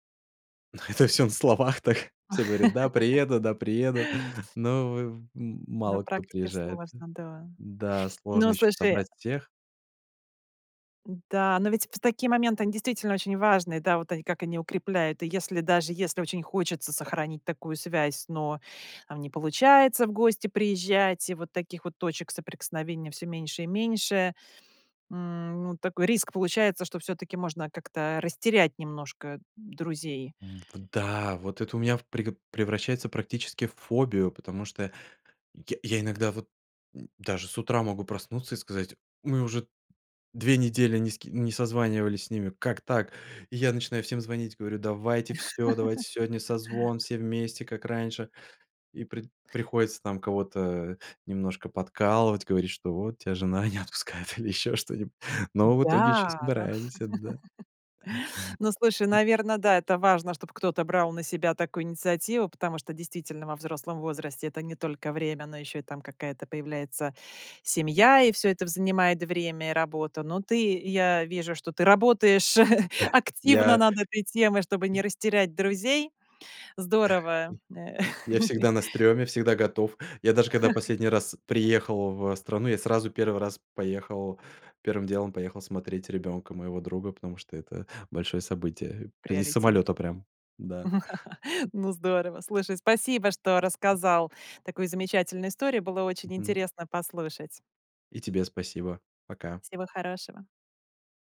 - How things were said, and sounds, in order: laughing while speaking: "Но это всё на словах так"; laugh; chuckle; sniff; laugh; other background noise; laughing while speaking: "не отпускает, или ещё что-нибудь"; laugh; chuckle; tapping; chuckle; laugh; chuckle; laugh
- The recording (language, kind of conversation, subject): Russian, podcast, Как вернуть утраченную связь с друзьями или семьёй?